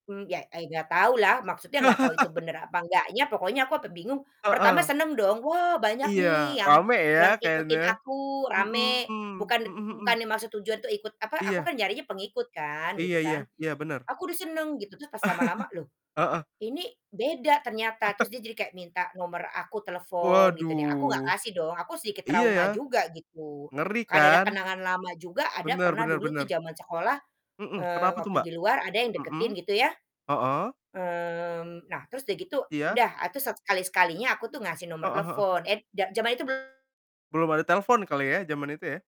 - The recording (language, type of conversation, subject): Indonesian, unstructured, Bagaimana kenangan lama dapat memengaruhi pilihan kita saat ini?
- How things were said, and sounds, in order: laugh; distorted speech; chuckle; chuckle